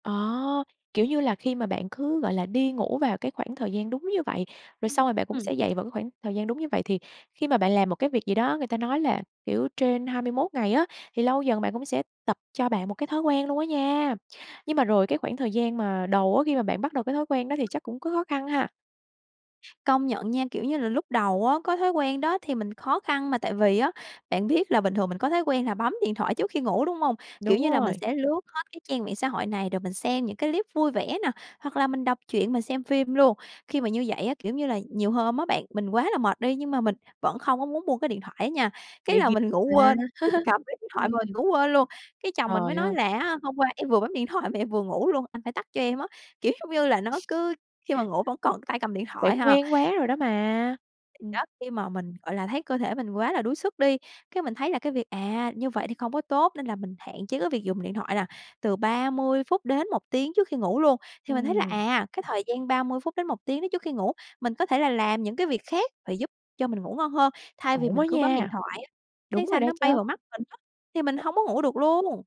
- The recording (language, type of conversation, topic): Vietnamese, podcast, Thói quen ngủ ảnh hưởng thế nào đến mức stress của bạn?
- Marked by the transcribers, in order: tapping; other background noise; laughing while speaking: "mình cầm cái điện thoại"; laugh; laughing while speaking: "vừa bấm điện thoại mà em"; laughing while speaking: "Kiểu giống"; laugh; laughing while speaking: "còn"